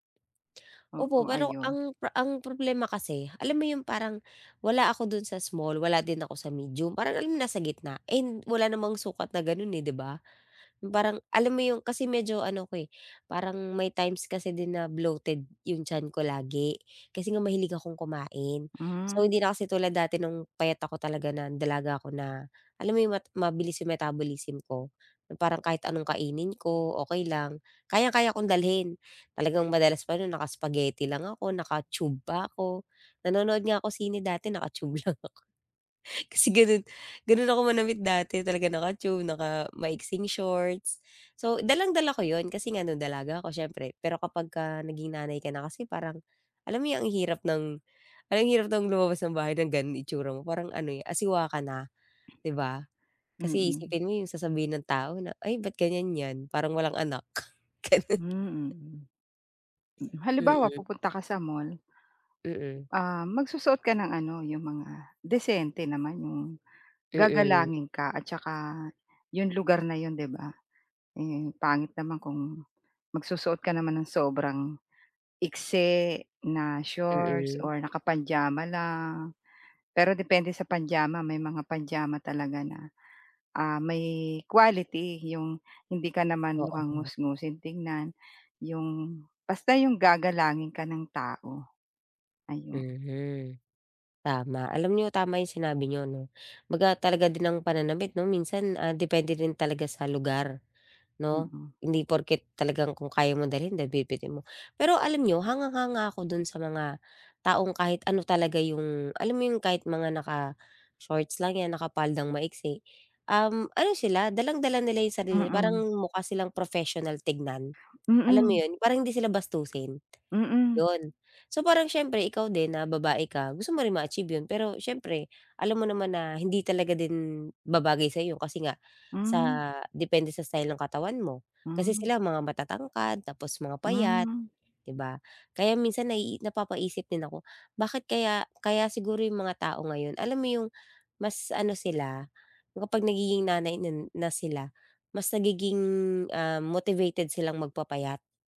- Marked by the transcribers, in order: tapping; other background noise; laughing while speaking: "lang ako"; laughing while speaking: "Gano'n"; bird
- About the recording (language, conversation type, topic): Filipino, advice, Paano ko matutuklasan ang sarili kong estetika at panlasa?